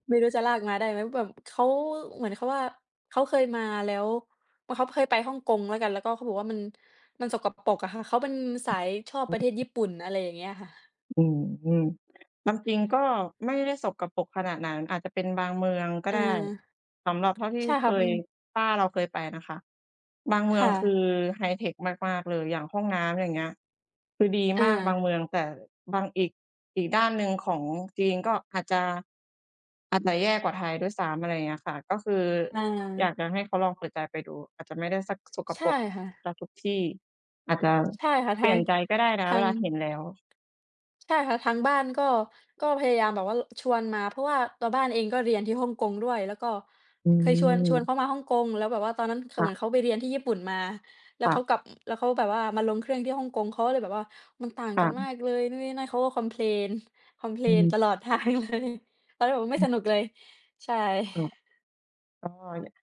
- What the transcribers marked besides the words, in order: other background noise; tapping; other noise; laughing while speaking: "ทางเลย"
- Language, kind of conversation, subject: Thai, unstructured, คุณเคยมีประสบการณ์สนุกๆ กับครอบครัวไหม?